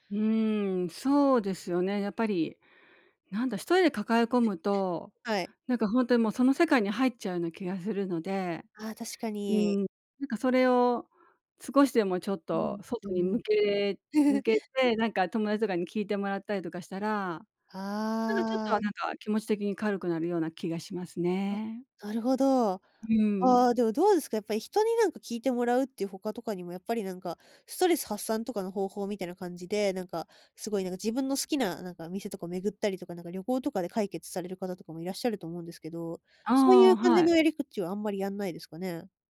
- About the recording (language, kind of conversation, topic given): Japanese, podcast, 不安を乗り越えるために、普段どんなことをしていますか？
- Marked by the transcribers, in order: chuckle